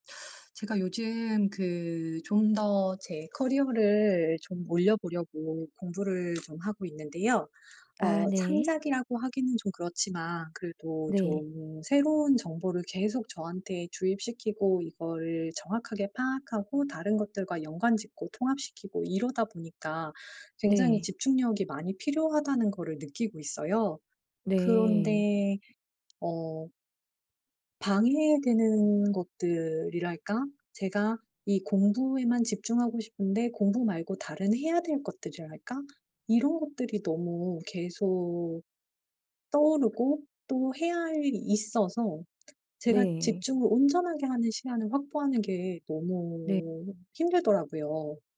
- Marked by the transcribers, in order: other background noise; tapping
- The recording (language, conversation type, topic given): Korean, advice, 방해 요소 없이 창작에 집중할 시간을 어떻게 꾸준히 확보할 수 있을까요?